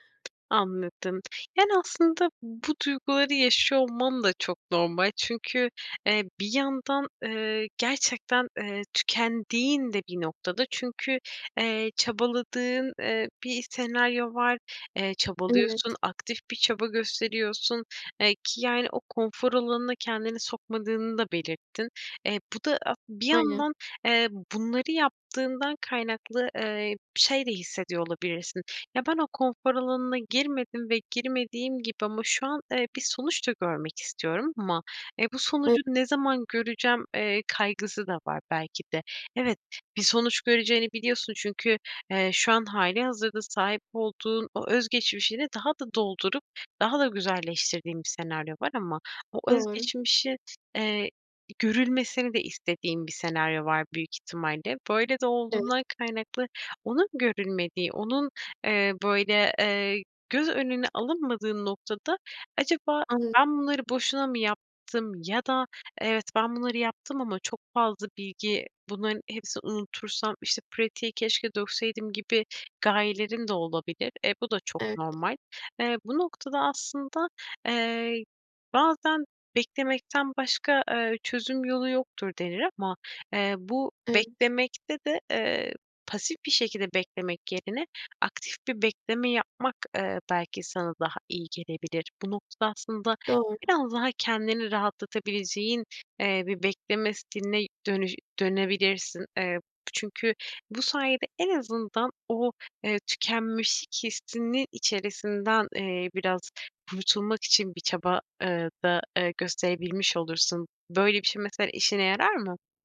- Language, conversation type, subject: Turkish, advice, Uzun süreli tükenmişlikten sonra işe dönme kaygınızı nasıl yaşıyorsunuz?
- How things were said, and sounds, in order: other background noise; unintelligible speech; unintelligible speech; tapping